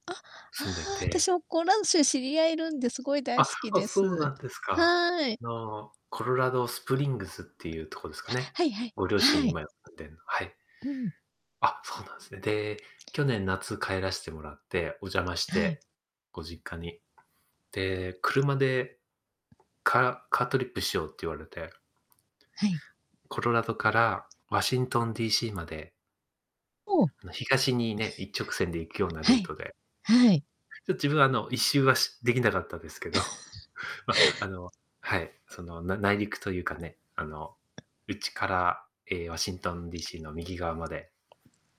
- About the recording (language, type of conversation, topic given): Japanese, unstructured, 旅行先でいちばん驚いた場所はどこですか？
- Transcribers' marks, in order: chuckle; chuckle